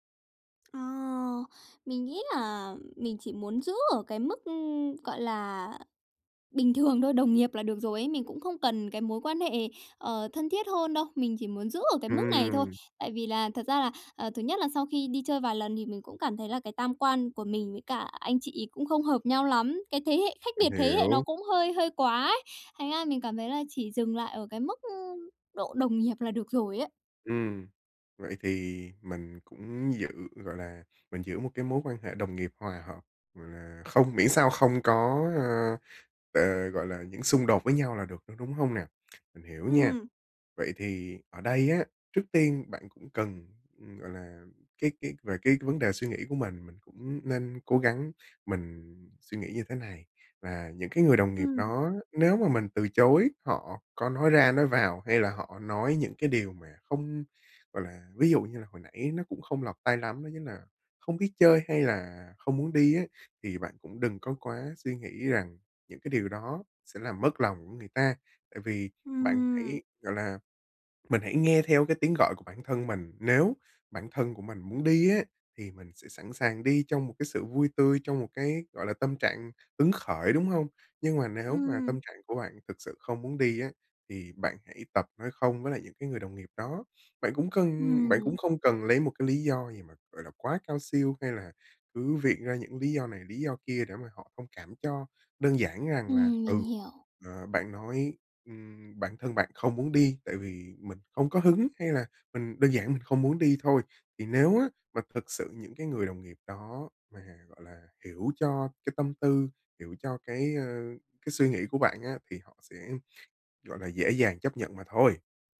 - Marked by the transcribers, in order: tapping
- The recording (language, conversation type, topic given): Vietnamese, advice, Làm sao để từ chối lời mời mà không làm mất lòng người khác?